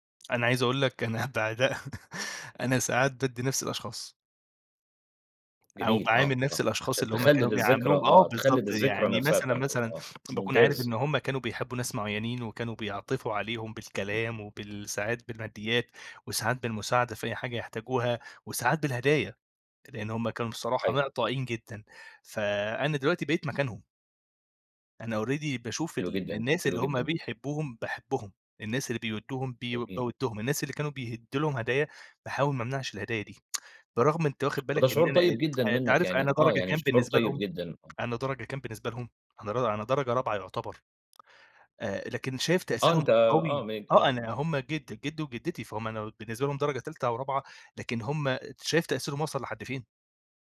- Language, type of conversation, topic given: Arabic, podcast, إزاي فقدان حد قريب منك بيغيّرك؟
- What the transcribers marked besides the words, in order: laughing while speaking: "أنا بعدها"; chuckle; background speech; other background noise; in English: "already"; tapping; tsk